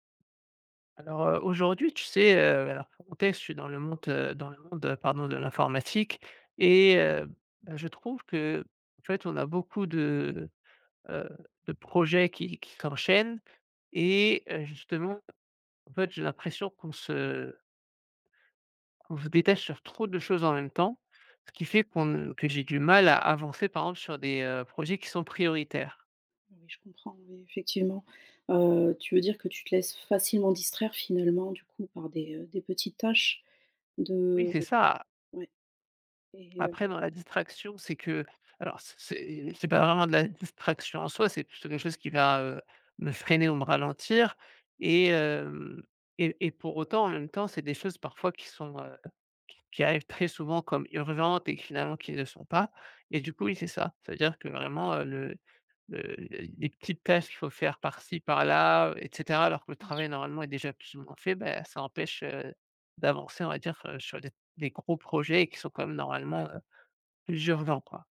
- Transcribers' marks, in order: stressed: "et"
- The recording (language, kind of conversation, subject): French, advice, Comment puis-je gérer l’accumulation de petites tâches distrayantes qui m’empêche d’avancer sur mes priorités ?